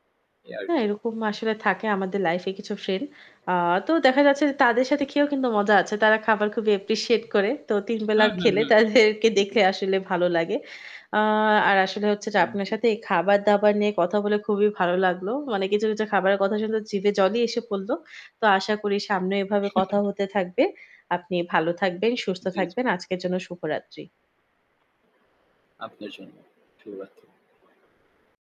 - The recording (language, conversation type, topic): Bengali, unstructured, কোন খাবার আপনাকে সব সময় সুখ দেয়?
- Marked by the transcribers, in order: static; in English: "অ্যাপ্রিশিয়েট"; laughing while speaking: "তাদেরকে দেখে আসলে ভালো লাগে"; other background noise; chuckle